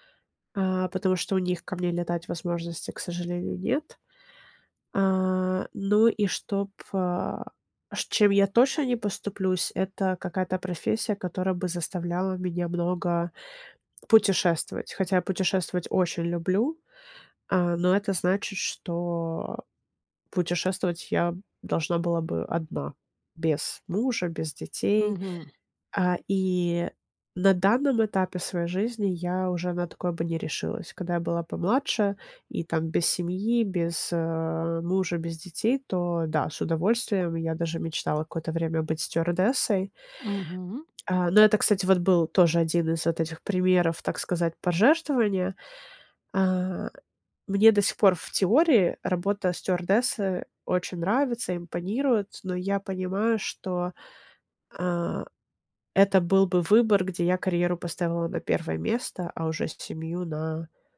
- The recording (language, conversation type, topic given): Russian, podcast, Как вы выбираете между семьёй и карьерой?
- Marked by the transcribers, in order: tapping